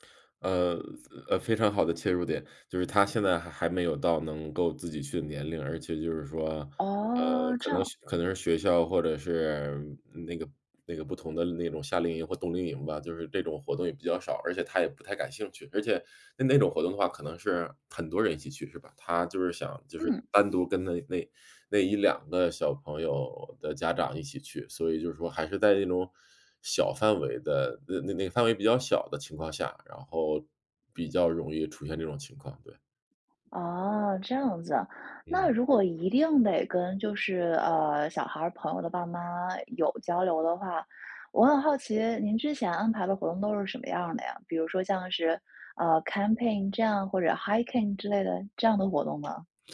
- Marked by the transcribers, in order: in English: "camping"; in English: "hiking"; other background noise
- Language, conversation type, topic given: Chinese, advice, 旅行时我很紧张，怎样才能减轻旅行压力和焦虑？